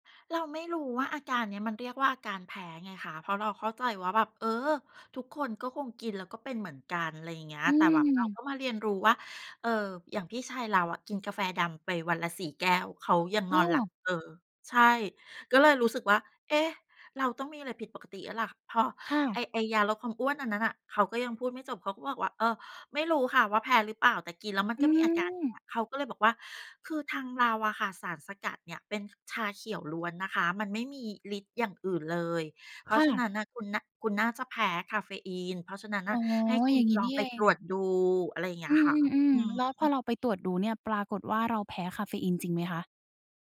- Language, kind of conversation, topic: Thai, podcast, คาเฟอีนส่งผลต่อระดับพลังงานของคุณอย่างไรบ้าง?
- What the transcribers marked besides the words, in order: none